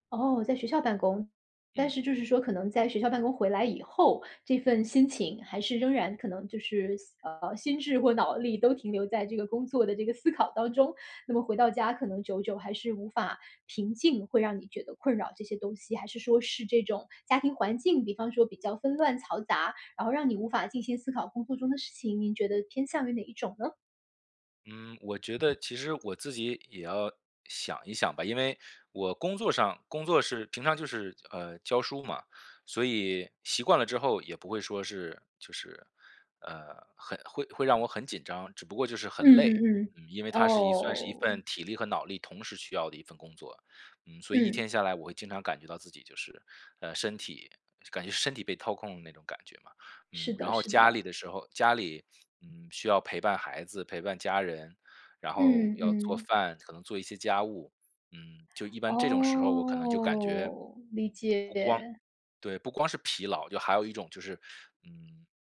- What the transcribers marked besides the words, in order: other background noise; drawn out: "哦"
- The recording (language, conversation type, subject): Chinese, advice, 当工作压力很大时，我总是难以平静、心跳慌乱，该怎么办？